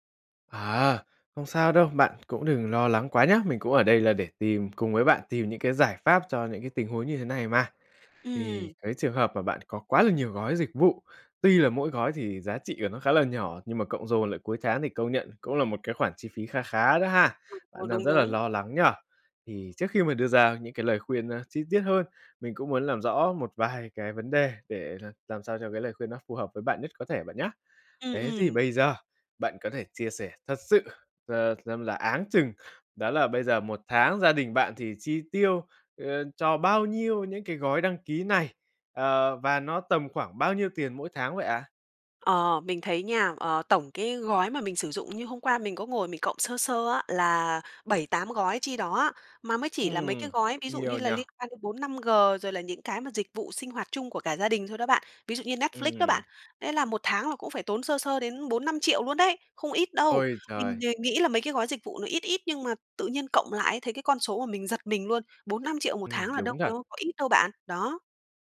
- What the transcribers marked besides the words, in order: tapping; unintelligible speech
- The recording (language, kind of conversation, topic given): Vietnamese, advice, Làm thế nào để quản lý các dịch vụ đăng ký nhỏ đang cộng dồn thành chi phí đáng kể?